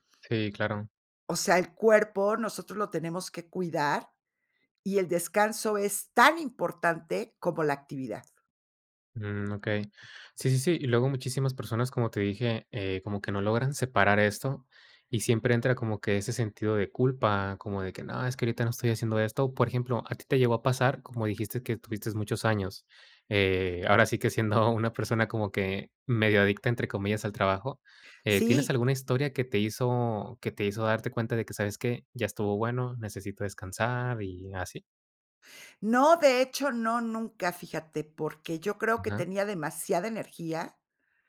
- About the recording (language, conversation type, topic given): Spanish, podcast, ¿Cómo te permites descansar sin culpa?
- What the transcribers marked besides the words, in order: none